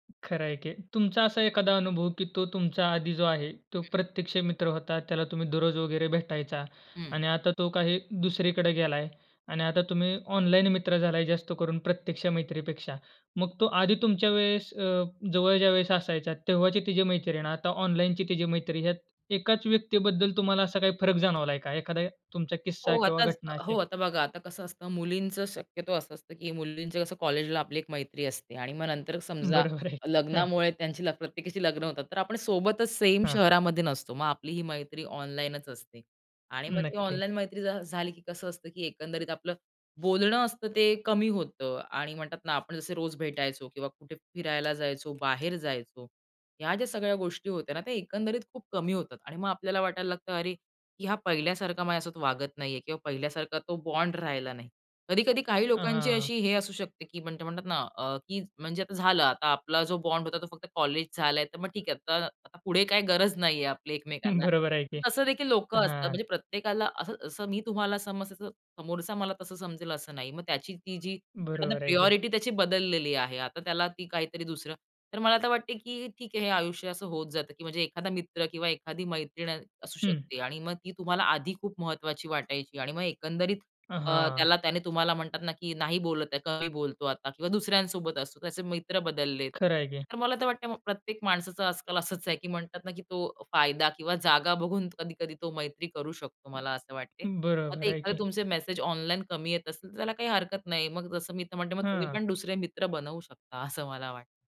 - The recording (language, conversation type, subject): Marathi, podcast, ऑनलाइन आणि प्रत्यक्ष मैत्रीतला सर्वात मोठा फरक काय आहे?
- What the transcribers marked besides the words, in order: other noise; laughing while speaking: "बरोबर आहे. हं"; other background noise; laughing while speaking: "हं"; in English: "प्रायोरिटी"